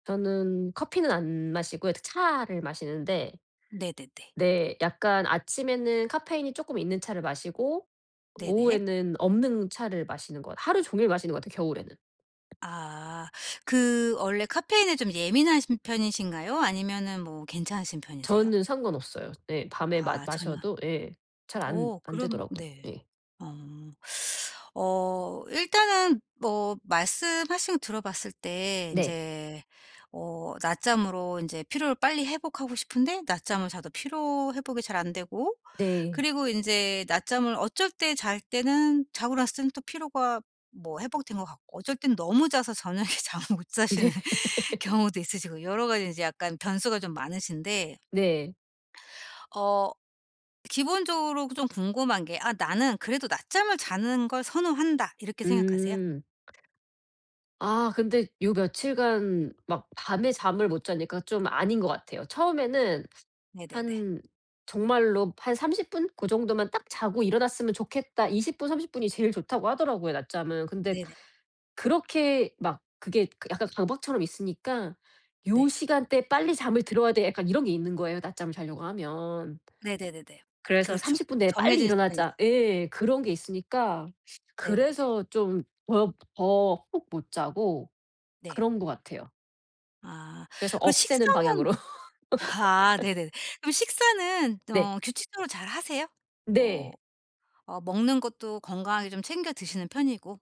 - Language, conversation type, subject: Korean, advice, 낮잠으로 피로를 빠르게 회복하려면 어떻게 하는 것이 좋을까요?
- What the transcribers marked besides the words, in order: other background noise; teeth sucking; teeth sucking; laughing while speaking: "저녁에 잠을 못 자시는"; laugh; laughing while speaking: "아"; laugh